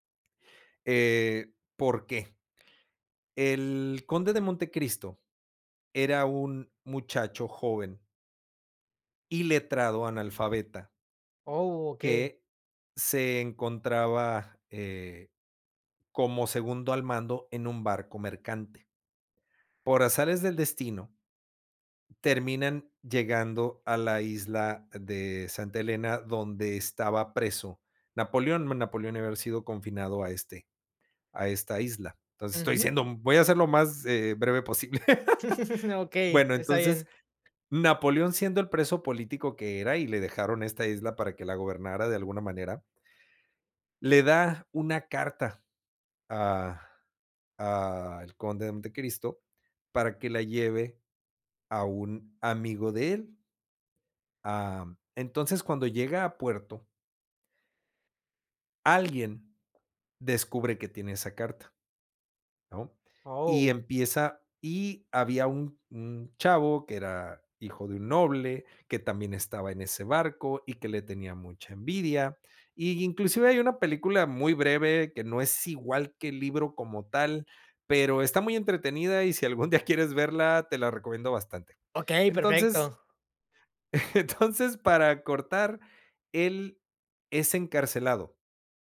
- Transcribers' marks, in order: laugh; chuckle; laughing while speaking: "algún día"; laughing while speaking: "entonces"
- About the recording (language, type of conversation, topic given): Spanish, podcast, ¿Qué hace que un personaje sea memorable?